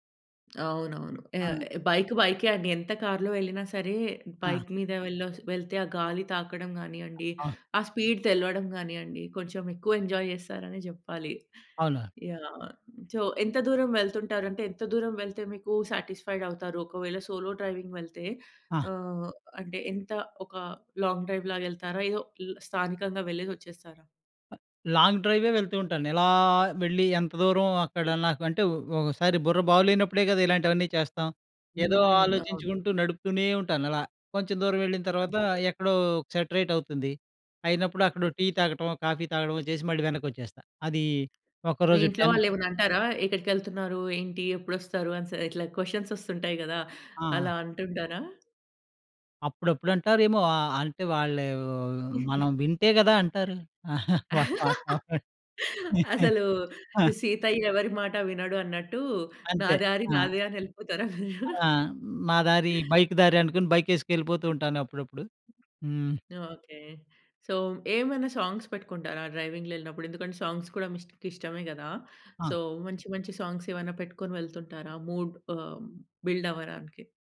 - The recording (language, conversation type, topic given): Telugu, podcast, హాబీని తిరిగి పట్టుకోవడానికి మొదటి చిన్న అడుగు ఏమిటి?
- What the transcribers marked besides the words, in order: other background noise; in English: "స్పీడ్"; in English: "ఎంజాయ్"; in English: "సో"; in English: "సాటిస్ఫైడ్"; in English: "సోలో డ్రైవింగ్"; in English: "లాంగ్ డ్రైవ్"; in English: "లాంగ్ డ్రైవే"; in English: "సెట్రైట్"; in English: "క్వెషన్స్"; chuckle; laughing while speaking: "అసలు, సీతయ్య ఎవరి మాట వినడు అన్నట్టు, నా దారి నాదే అని ఎళ్ళిపోతారా మీరు?"; laughing while speaking: "అవునండి"; in English: "బైక్"; in English: "బైక్"; in English: "సో"; in English: "సాంగ్స్"; in English: "డ్రైవింగ్‌లో"; in English: "సాంగ్స్"; in English: "సో"; in English: "సాంగ్స్"; in English: "మూడ్"; in English: "బిల్డ్"